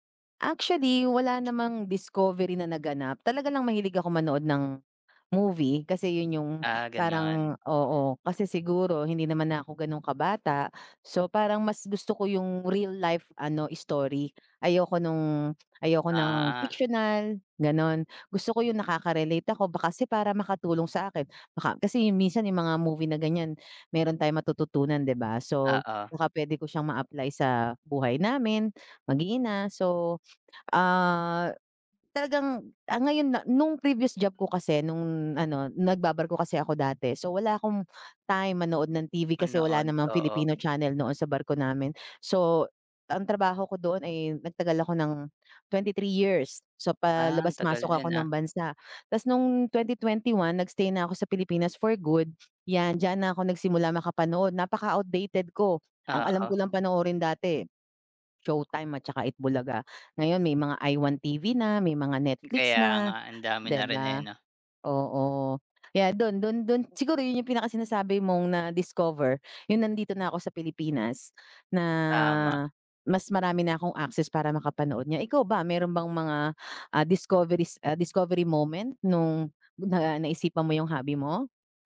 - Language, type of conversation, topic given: Filipino, unstructured, Ano ang paborito mong libangan?
- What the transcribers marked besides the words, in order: other background noise; tapping; drawn out: "Ah"; drawn out: "na"